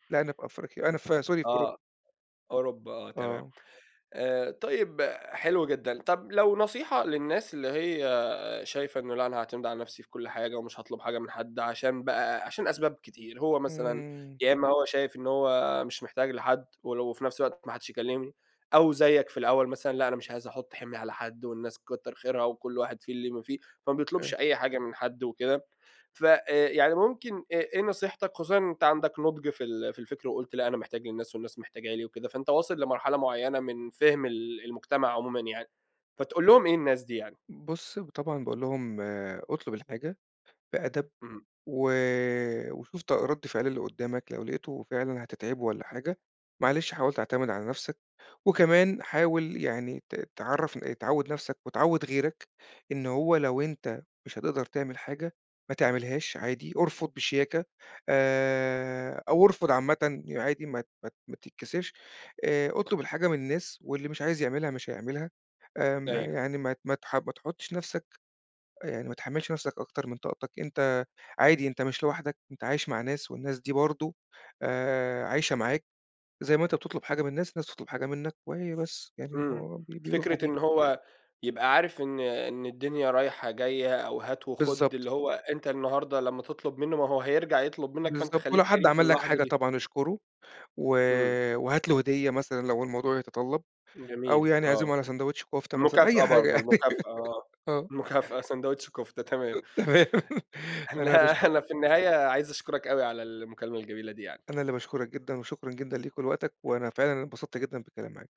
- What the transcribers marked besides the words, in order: in English: "sorry"; tapping; laughing while speaking: "مكافأة سندويش كفتة، تمام. النها"; laugh; chuckle; laugh
- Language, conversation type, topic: Arabic, podcast, إزاي بتطلب مساعدة لما تحس إنك محتاجها؟